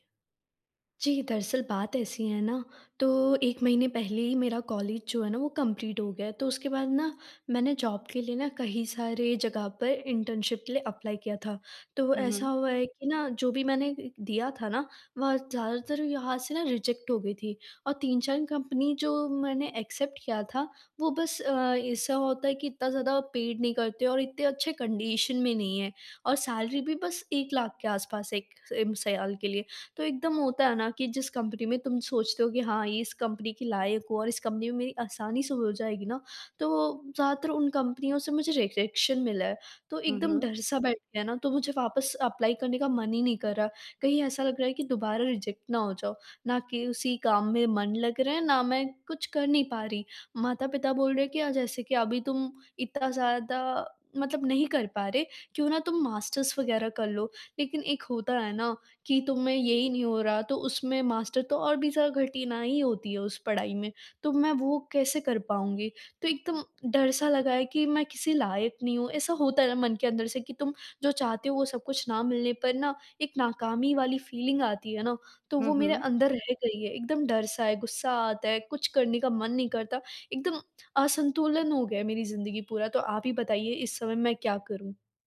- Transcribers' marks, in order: in English: "कंप्लीट"; in English: "जॉब"; in English: "इंटर्नशिप"; in English: "अप्लाई"; in English: "रिजेक्ट"; in English: "एक्सेप्ट"; in English: "पेड"; in English: "कंडीशन"; in English: "सैलरी"; "साल" said as "सयाल"; in English: "रिजेक्शन"; in English: "एप्लाई"; in English: "रिजेक्ट"; in English: "मास्टर्स"; in English: "मास्टर"; "कठिनाई" said as "घटिनाई"; in English: "फीलिंग"; horn
- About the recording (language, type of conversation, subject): Hindi, advice, नकार से सीखकर आगे कैसे बढ़ूँ और डर पर काबू कैसे पाऊँ?